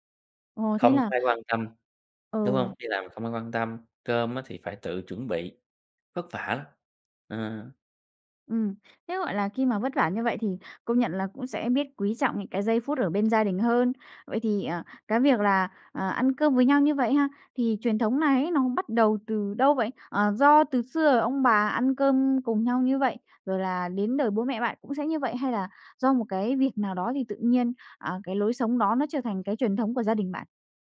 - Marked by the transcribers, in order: none
- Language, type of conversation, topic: Vietnamese, podcast, Gia đình bạn có truyền thống nào khiến bạn nhớ mãi không?